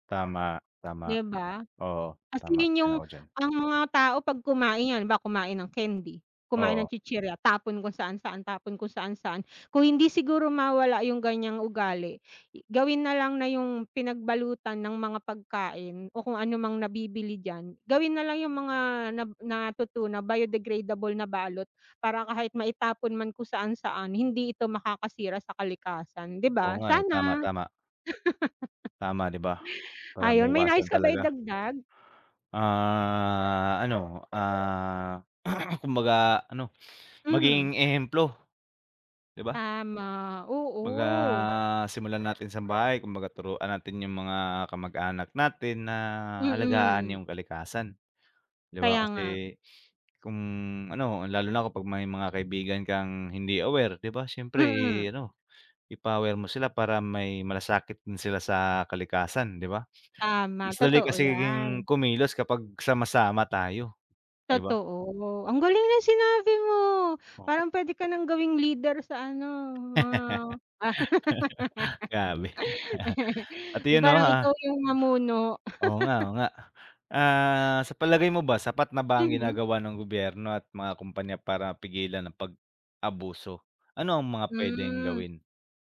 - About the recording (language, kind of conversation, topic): Filipino, unstructured, Ano ang opinyon mo tungkol sa pag-abuso sa ating mga likas na yaman?
- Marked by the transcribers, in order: tapping; wind; other background noise; laugh; drawn out: "Ah"; dog barking; throat clearing; sniff; drawn out: "'Baga"; sniff; laugh; chuckle; laugh; giggle